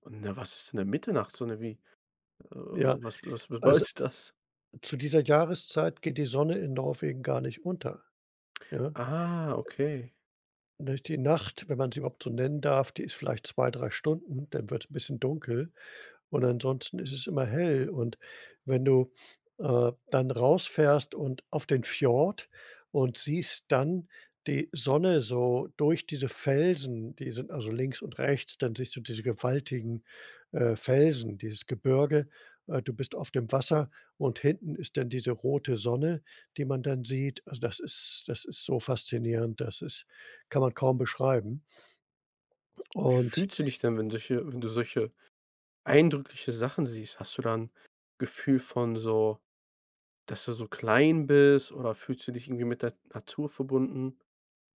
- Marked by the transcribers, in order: other background noise
- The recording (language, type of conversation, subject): German, podcast, Was war die eindrücklichste Landschaft, die du je gesehen hast?